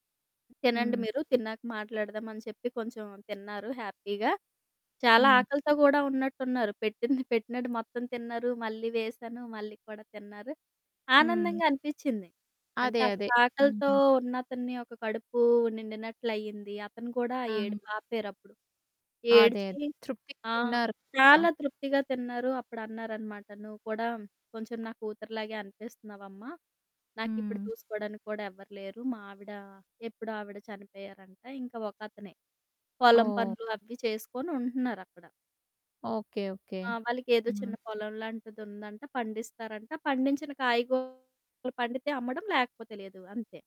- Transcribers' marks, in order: static; in English: "హ్యాపీగా"; distorted speech
- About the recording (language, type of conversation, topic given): Telugu, podcast, రైలు ప్రయాణంలో ఎవరైనా తమ జీవిత కథను మీతో పంచుకున్నారా?